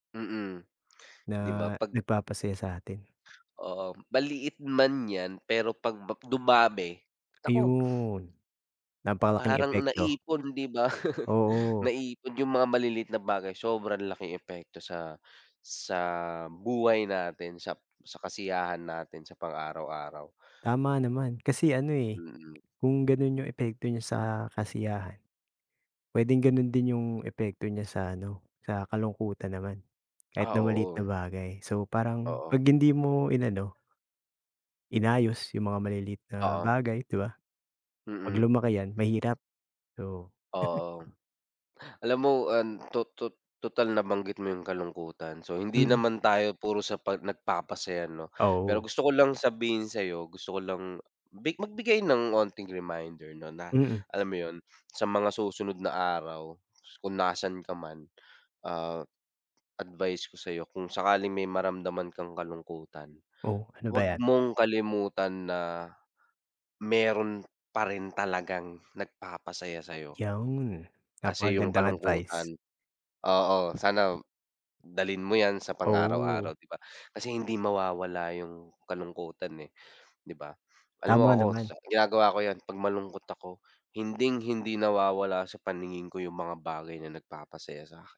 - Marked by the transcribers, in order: other background noise; sniff; chuckle; wind; chuckle; tapping
- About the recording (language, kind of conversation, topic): Filipino, unstructured, Ano ang nagpapasaya sa puso mo araw-araw?